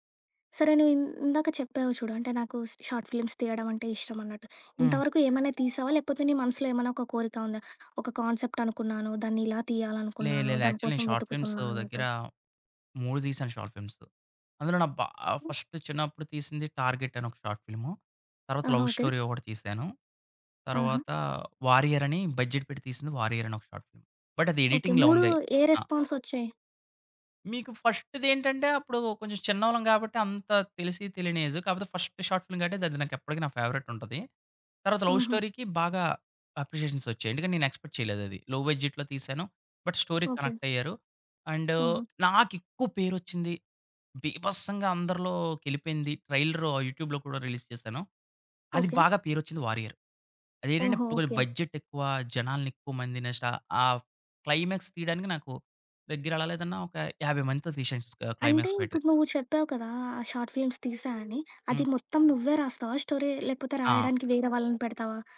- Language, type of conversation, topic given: Telugu, podcast, ఫిల్మ్ లేదా టీవీలో మీ సమూహాన్ని ఎలా చూపిస్తారో అది మిమ్మల్ని ఎలా ప్రభావితం చేస్తుంది?
- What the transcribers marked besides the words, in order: in English: "షార్ట్ ఫిల్మ్స్"; in English: "కాన్సెప్ట్"; in English: "యాక్చువల్లీ"; other background noise; in English: "షార్ట్ ఫిల్మ్స్"; tapping; in English: "ఫస్ట్"; in English: "టార్గెట్"; in English: "లవ్ స్టోరీ"; in English: "బడ్జెట్"; in English: "షార్ట్ ఫిల్మ్. బట్"; in English: "ఎడిటింగ్‌లో"; in English: "ఫస్ట్"; in English: "ఫస్ట్ షార్ట్ ఫిల్మ్"; in English: "లవ్ స్టోరీ‌కి"; in English: "ఎక్స్‌పెక్ట్"; in English: "లో బడ్జెట్‌లో"; in English: "బట్ స్టోరీ‌కి"; in English: "అండ్"; in English: "యూట్యూబ్‌లో"; in English: "రిలీజ్"; in English: "బడ్జెట్"; in English: "క్లైమాక్స్"; in English: "షార్ట్ ఫిల్మ్స్"; in English: "స్టోరీ?"